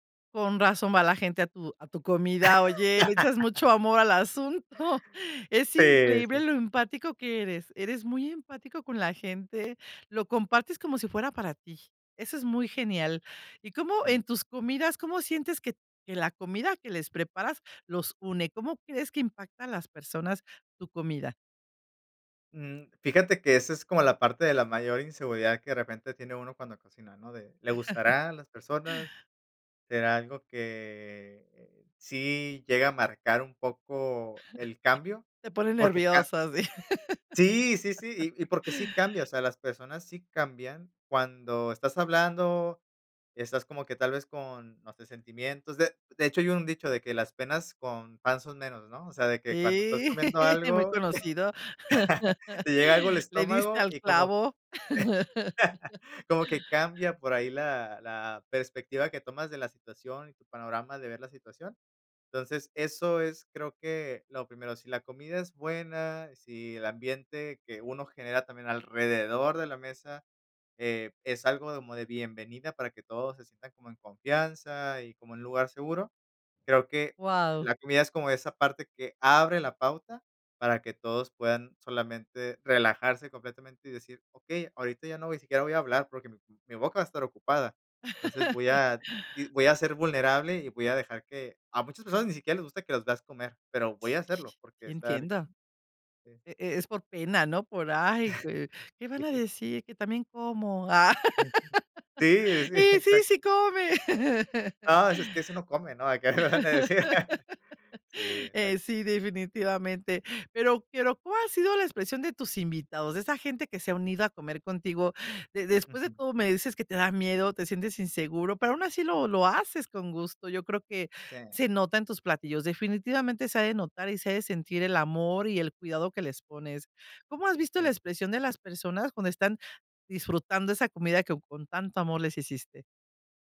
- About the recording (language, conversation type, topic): Spanish, podcast, ¿Qué papel juegan las comidas compartidas en unir a la gente?
- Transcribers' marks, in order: laugh; laughing while speaking: "asunto"; chuckle; chuckle; laugh; chuckle; laugh; laugh; other background noise; chuckle; unintelligible speech; laugh; laughing while speaking: "y sí, sí, come"; laugh; chuckle; tapping